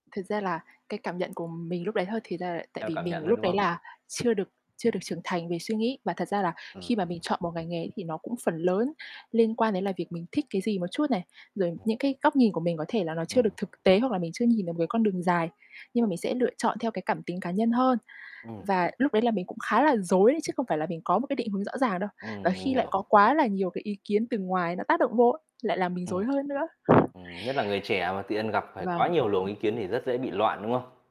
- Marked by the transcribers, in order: tapping; other background noise; distorted speech; static; wind
- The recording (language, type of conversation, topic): Vietnamese, podcast, Làm thế nào để hạn chế việc họ hàng can thiệp quá sâu vào chuyện riêng của gia đình mình?